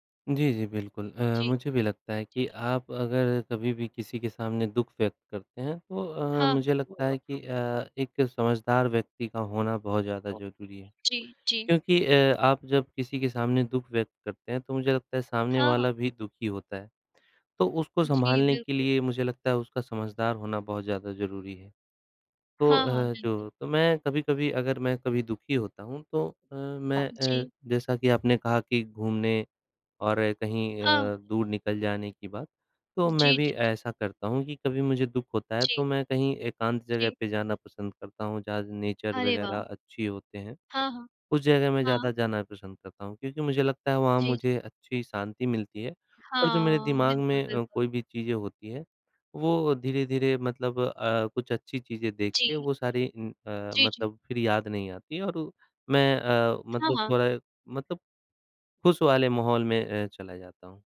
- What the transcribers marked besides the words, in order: other background noise; tapping; in English: "नेचर"
- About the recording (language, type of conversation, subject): Hindi, unstructured, दुख के समय खुद को खुश रखने के आसान तरीके क्या हैं?